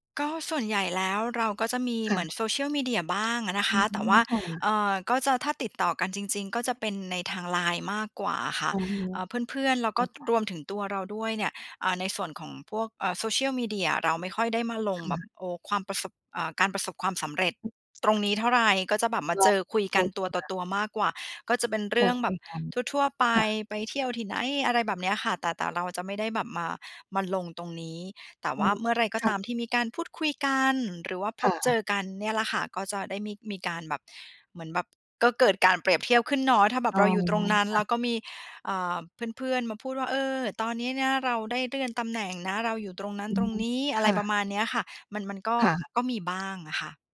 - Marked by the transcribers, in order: unintelligible speech
- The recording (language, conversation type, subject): Thai, advice, ควรเริ่มยังไงเมื่อฉันมักเปรียบเทียบความสำเร็จของตัวเองกับคนอื่นแล้วรู้สึกท้อ?